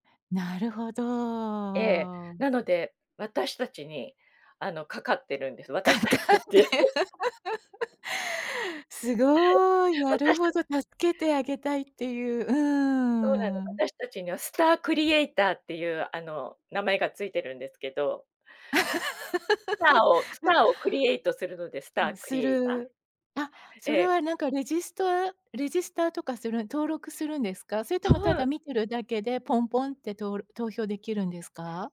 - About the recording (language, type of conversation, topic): Japanese, podcast, 最近ハマっている趣味は何ですか？
- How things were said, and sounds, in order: drawn out: "なるほど"; laughing while speaking: "かかって"; chuckle; tapping; chuckle; laugh